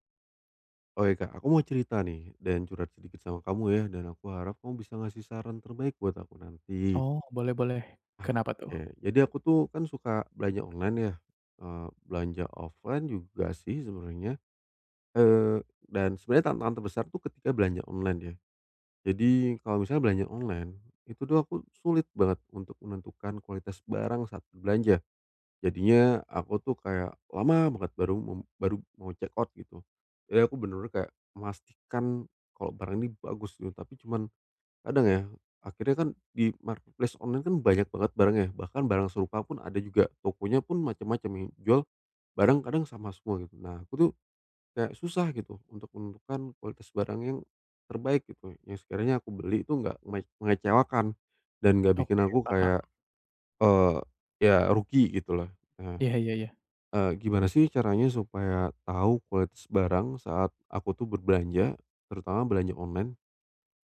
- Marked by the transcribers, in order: in English: "offline"; drawn out: "lama banget"; in English: "check out"; in English: "marketplace"; other background noise
- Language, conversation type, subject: Indonesian, advice, Bagaimana cara mengetahui kualitas barang saat berbelanja?